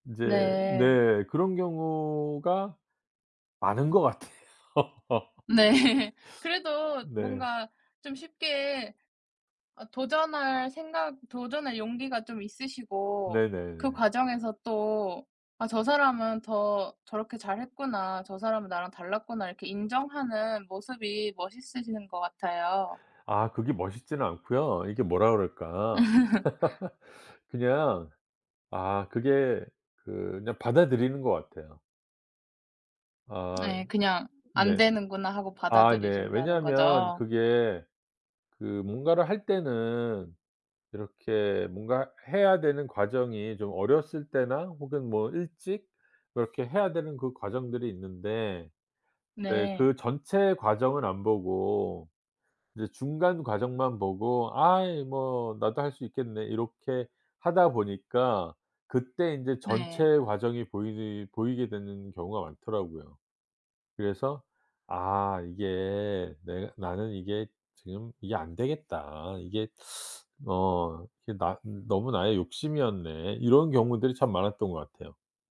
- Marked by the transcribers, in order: laughing while speaking: "같아요"; laughing while speaking: "네"; laugh; other background noise; laugh; laugh
- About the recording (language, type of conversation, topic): Korean, podcast, 목표를 계속 추구할지 포기할지 어떻게 판단하나요?
- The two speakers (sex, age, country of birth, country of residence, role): female, 20-24, South Korea, South Korea, host; male, 55-59, South Korea, United States, guest